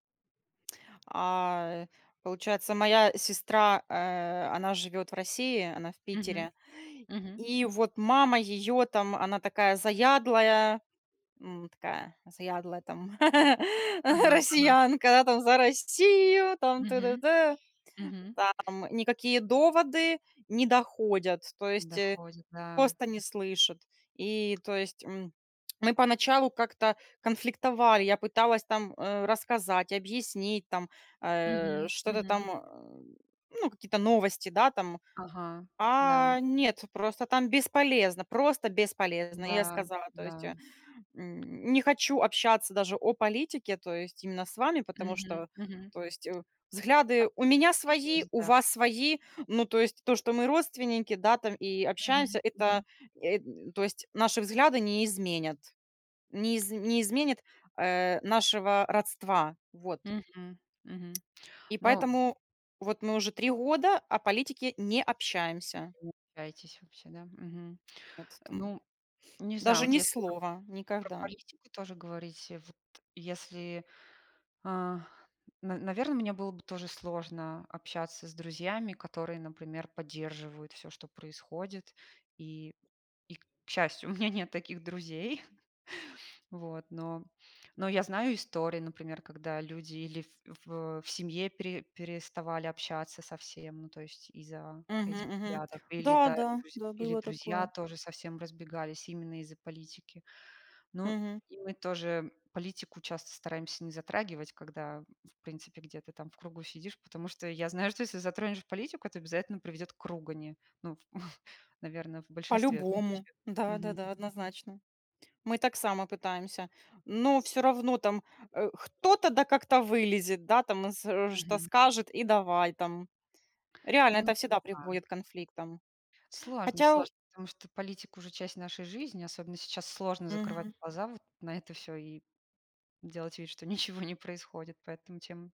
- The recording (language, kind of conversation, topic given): Russian, unstructured, Как вы относитесь к дружбе с людьми, которые вас не понимают?
- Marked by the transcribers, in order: tapping; laugh; tsk; other background noise; laughing while speaking: "таких друзей"; chuckle; laughing while speaking: "ничего"